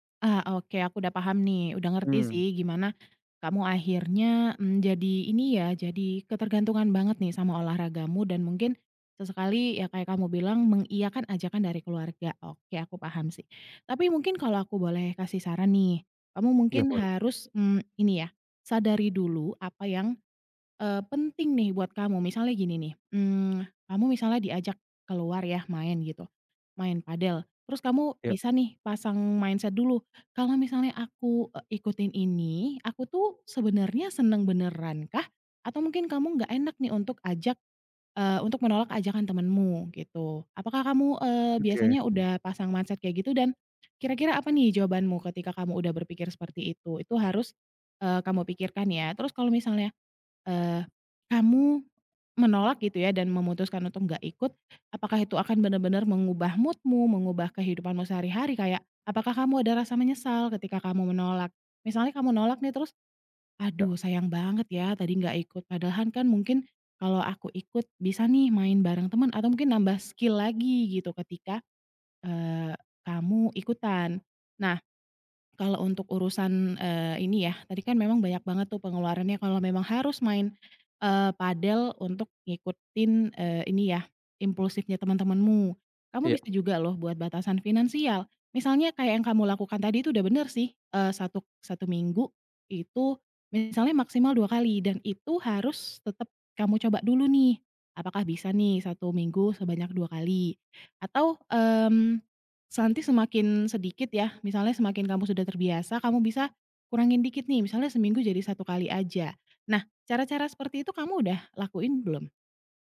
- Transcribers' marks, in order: other background noise; tapping; in English: "mindset"; in English: "mindset"; in English: "mood-mu"
- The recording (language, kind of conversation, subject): Indonesian, advice, Bagaimana cara menghadapi tekanan dari teman atau keluarga untuk mengikuti gaya hidup konsumtif?